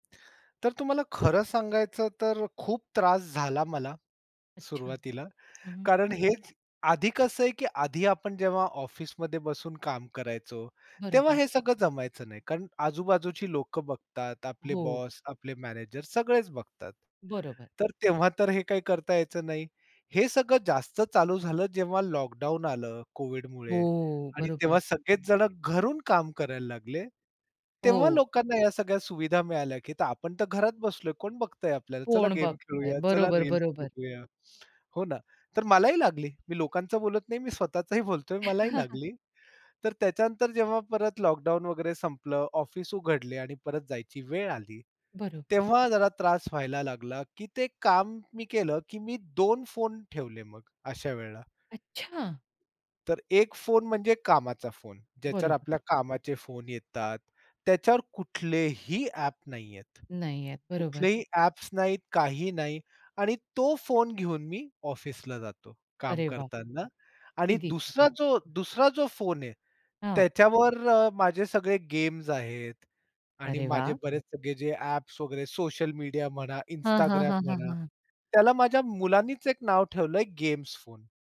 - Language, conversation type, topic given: Marathi, podcast, लक्ष विचलित झाल्यावर तुम्ही काय करता?
- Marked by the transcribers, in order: other noise; tapping; other background noise; chuckle; laughing while speaking: "स्वतःचाही बोलतोय"; chuckle